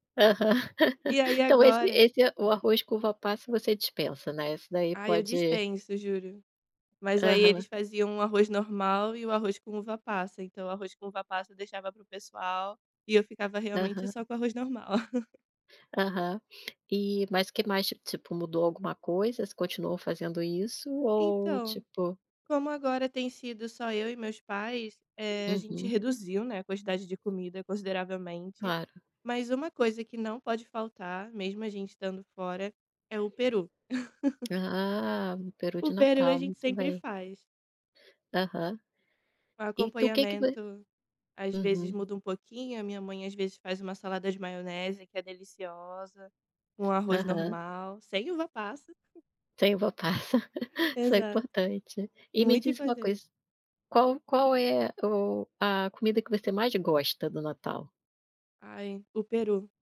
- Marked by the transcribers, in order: laugh; chuckle; chuckle; tapping; chuckle; laughing while speaking: "uva-passa"
- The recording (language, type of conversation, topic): Portuguese, podcast, Você pode me contar uma tradição da sua família que você adora?